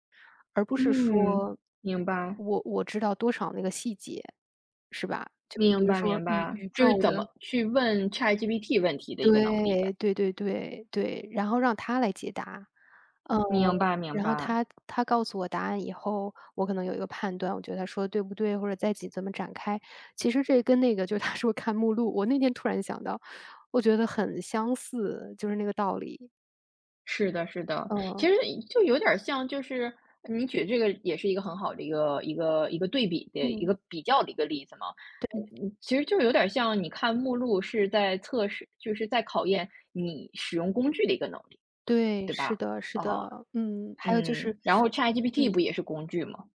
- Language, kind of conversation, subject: Chinese, podcast, 能不能说说导师给过你最实用的建议？
- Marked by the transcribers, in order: tapping; laughing while speaking: "他说看"; other background noise; teeth sucking